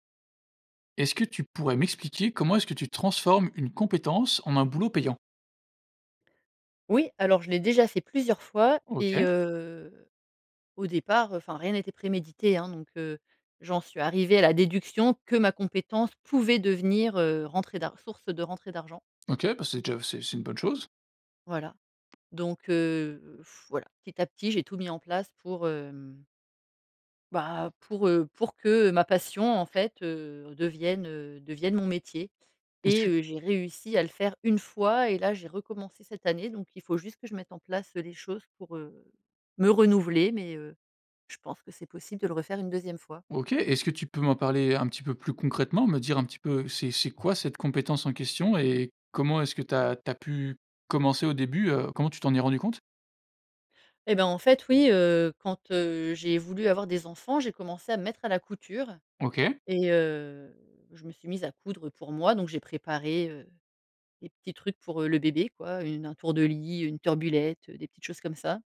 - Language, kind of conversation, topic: French, podcast, Comment transformer une compétence en un travail rémunéré ?
- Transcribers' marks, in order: other background noise; blowing; drawn out: "hem"; drawn out: "heu"